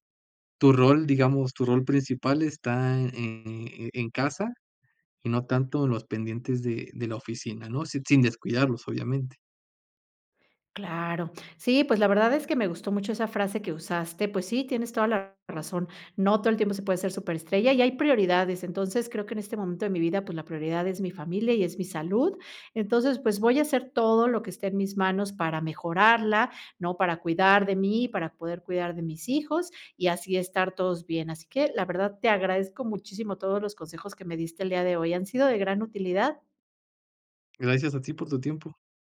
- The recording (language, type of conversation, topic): Spanish, advice, ¿Cómo has descuidado tu salud al priorizar el trabajo o cuidar a otros?
- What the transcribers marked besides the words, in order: other background noise